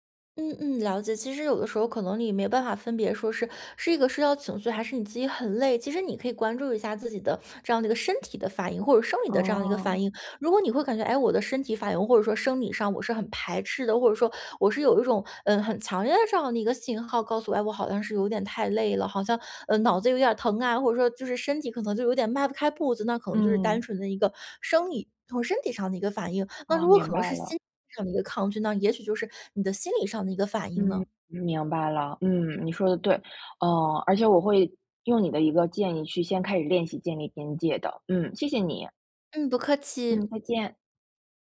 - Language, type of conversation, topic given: Chinese, advice, 朋友群经常要求我参加聚会，但我想拒绝，该怎么说才礼貌？
- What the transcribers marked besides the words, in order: none